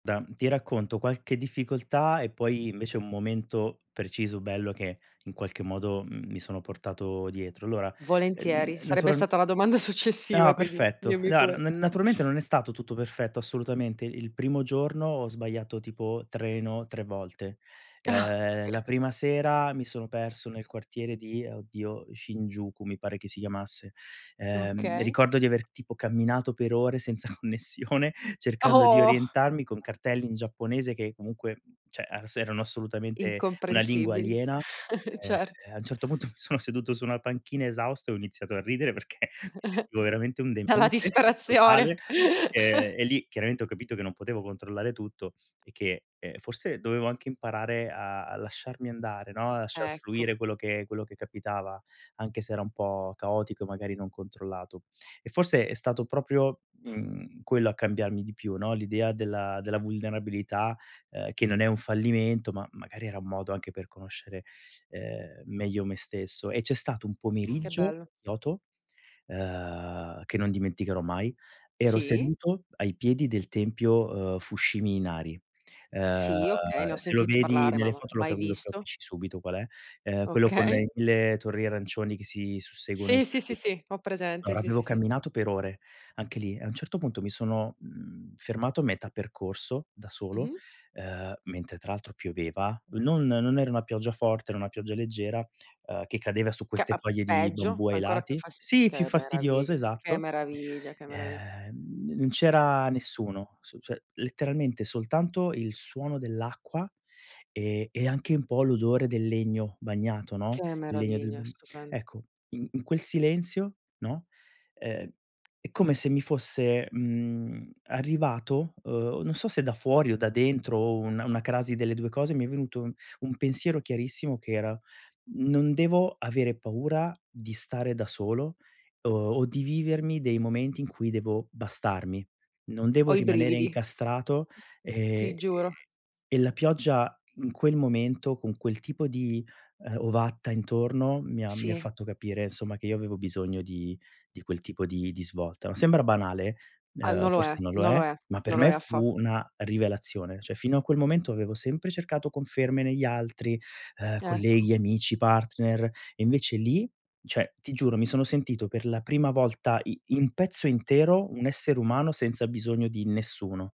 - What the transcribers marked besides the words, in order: laughing while speaking: "successiva"; unintelligible speech; background speech; tapping; laughing while speaking: "senza connessione"; surprised: "Oh"; other background noise; "cioè" said as "ceh"; chuckle; laughing while speaking: "mi sono seduto"; chuckle; laughing while speaking: "Dalla disperazione"; laughing while speaking: "perché mi"; chuckle; laughing while speaking: "Okay"; unintelligible speech; "cioè" said as "ceh"; "cioè" said as "ceh"
- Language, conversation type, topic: Italian, podcast, Qual è un viaggio che ti ha cambiato la vita?